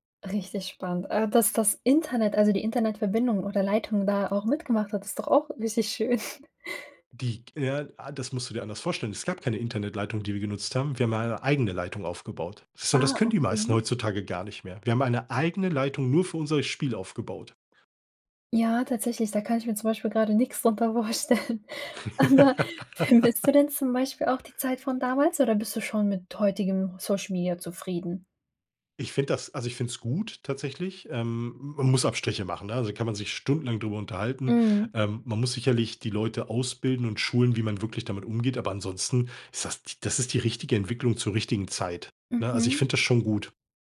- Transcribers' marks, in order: laughing while speaking: "schön"; stressed: "eigene"; laughing while speaking: "vorstellen. Aber vermisst"; laugh
- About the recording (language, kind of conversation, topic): German, podcast, Wie hat Social Media deine Unterhaltung verändert?